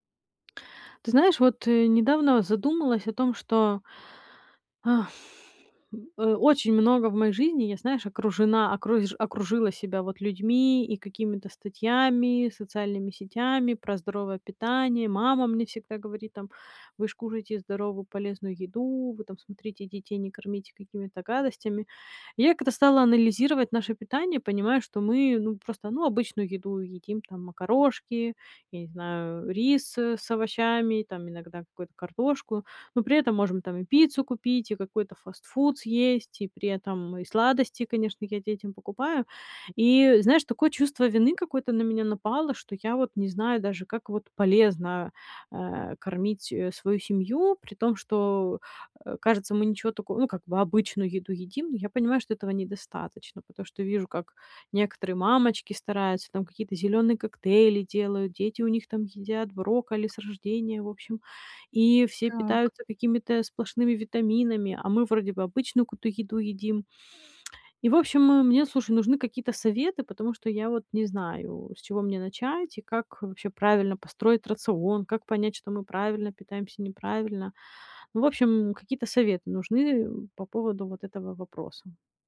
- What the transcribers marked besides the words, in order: tapping; exhale; lip smack
- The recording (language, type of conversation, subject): Russian, advice, Как научиться готовить полезную еду для всей семьи?